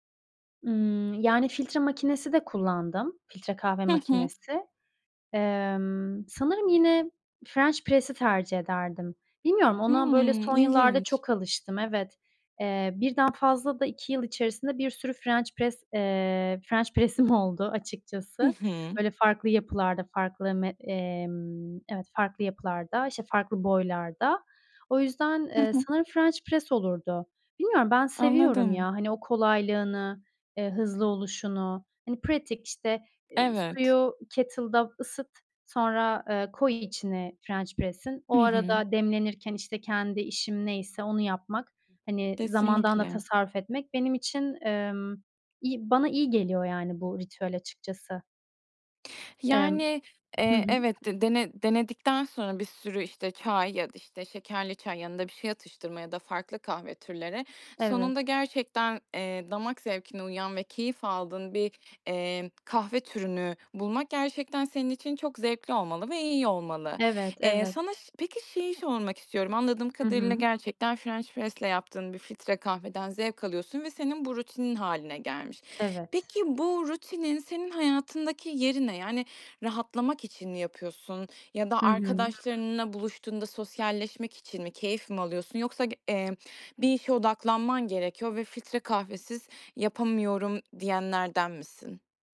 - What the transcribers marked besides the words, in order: tapping; in English: "french press'i"; other background noise; in English: "french press"; in English: "french press'im"; in English: "french press"; in English: "kettle'da"; in English: "french press'in"; other noise; in English: "french press'le"
- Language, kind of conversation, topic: Turkish, podcast, Kahve veya çay ritüelin nasıl, bize anlatır mısın?